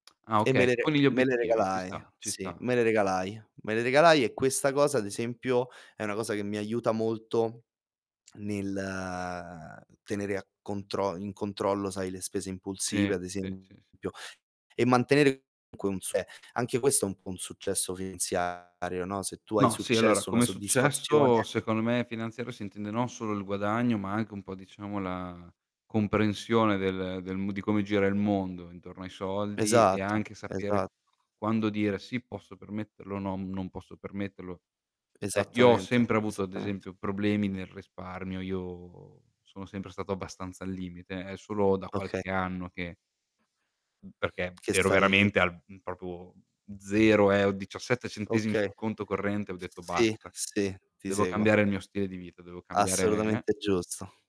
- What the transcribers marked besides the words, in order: distorted speech; drawn out: "nel"; static; "proprio" said as "propo"
- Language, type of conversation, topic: Italian, unstructured, Come festeggi un traguardo finanziario importante?